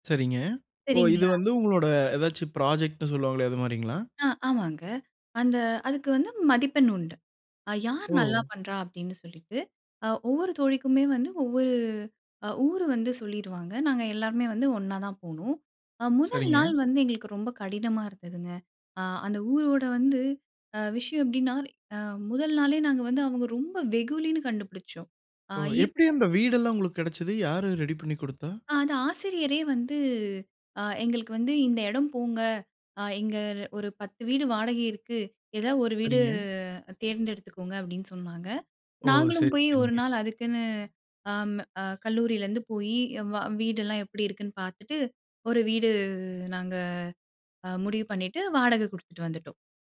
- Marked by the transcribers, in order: in English: "ப்ராஜெக்ட்ன்னு"; unintelligible speech; drawn out: "வீடு"
- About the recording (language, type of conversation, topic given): Tamil, podcast, ஒரு ஊர் வீட்டில் தங்கி இருந்த போது நீங்கள் என்ன கற்றுக்கொண்டீர்கள்?